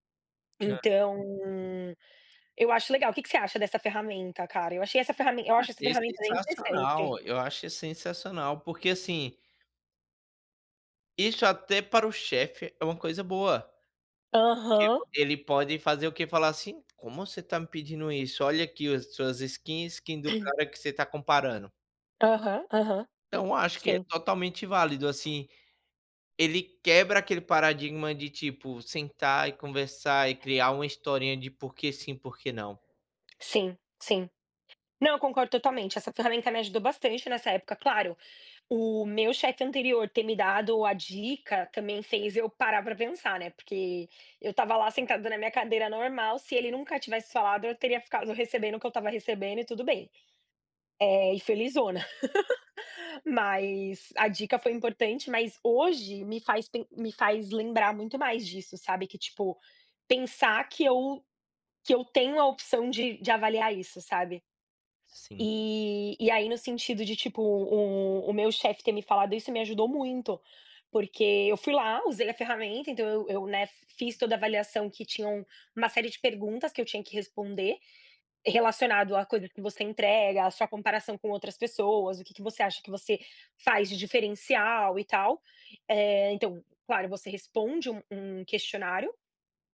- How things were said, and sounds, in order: tapping; in English: "skin, skin"; other background noise; laugh
- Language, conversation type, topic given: Portuguese, unstructured, Você acha que é difícil negociar um aumento hoje?
- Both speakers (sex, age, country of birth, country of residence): female, 30-34, Brazil, United States; male, 25-29, Brazil, United States